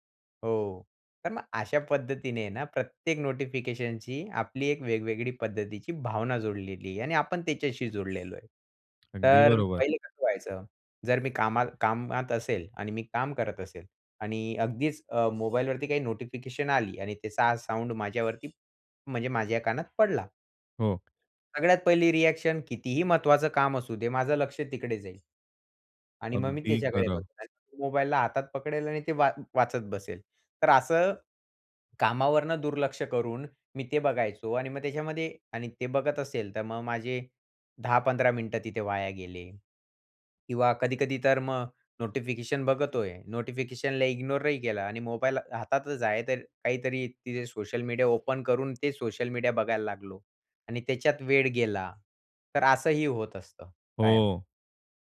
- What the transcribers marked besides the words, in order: other background noise; tapping
- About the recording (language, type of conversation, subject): Marathi, podcast, सूचना